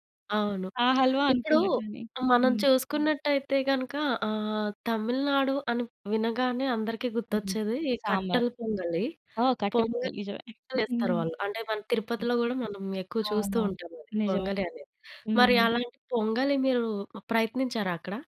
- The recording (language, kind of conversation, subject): Telugu, podcast, ప్రాంతీయ ఆహారాన్ని తొలిసారి ప్రయత్నించేటప్పుడు ఎలాంటి విధానాన్ని అనుసరించాలి?
- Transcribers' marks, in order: giggle; other noise